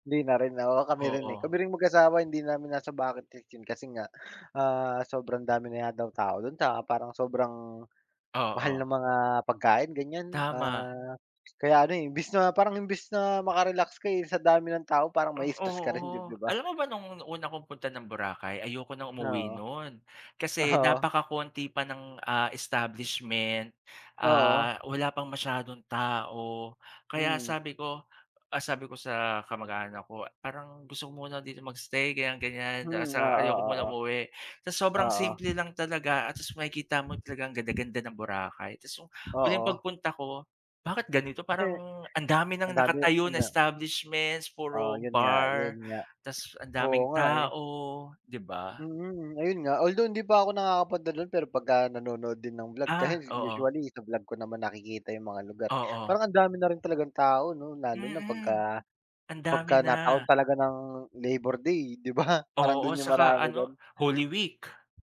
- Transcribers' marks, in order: tapping; wind; chuckle; laughing while speaking: "ba"
- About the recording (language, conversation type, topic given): Filipino, unstructured, Ano ang mga benepisyo ng paglalakbay para sa iyo?